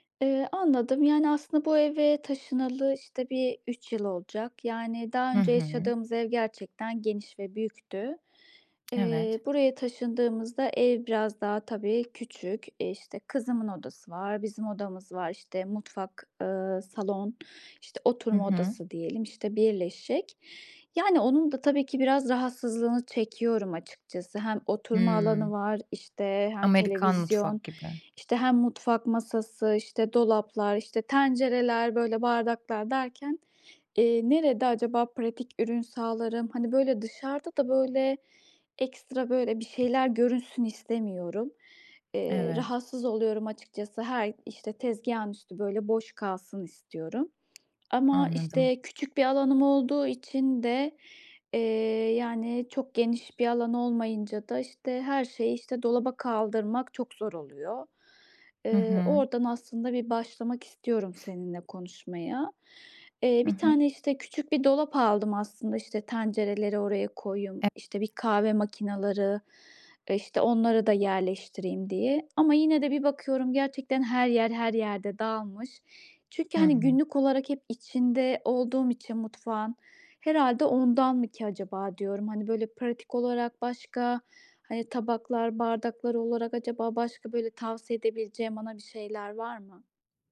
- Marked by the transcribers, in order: other background noise; tapping; sniff; unintelligible speech
- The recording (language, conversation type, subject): Turkish, advice, Eşyalarımı düzenli tutmak ve zamanımı daha iyi yönetmek için nereden başlamalıyım?
- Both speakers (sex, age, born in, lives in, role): female, 30-34, Turkey, Germany, advisor; female, 35-39, Turkey, Austria, user